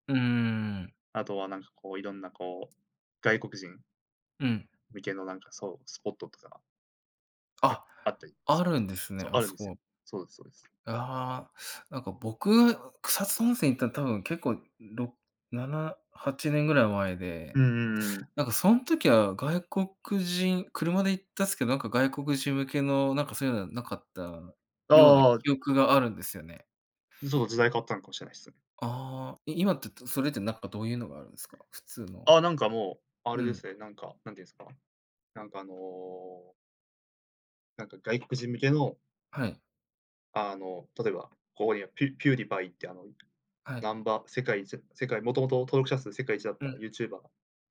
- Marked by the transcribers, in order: other background noise; tapping
- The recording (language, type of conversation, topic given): Japanese, unstructured, 地域のおすすめスポットはどこですか？